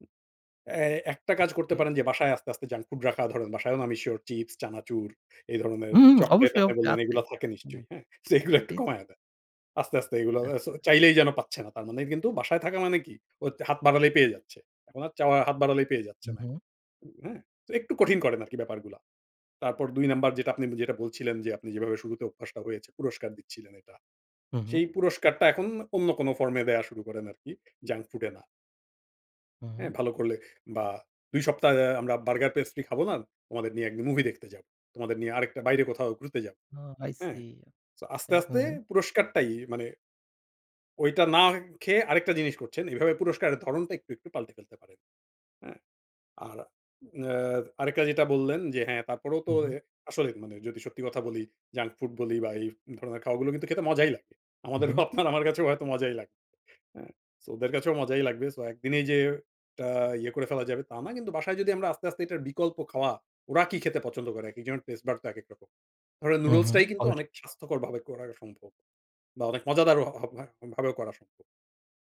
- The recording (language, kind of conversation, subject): Bengali, advice, বাচ্চাদের সামনে স্বাস্থ্যকর খাওয়ার আদর্শ দেখাতে পারছি না, খুব চাপে আছি
- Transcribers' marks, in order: tapping; laughing while speaking: "সো এগুলো একটু কমাইয়া দেন"; in English: "I see"; laughing while speaking: "আমাদের আপনার আমার কাছেও হয়তো মজাই লাগে"; in English: "taste bud"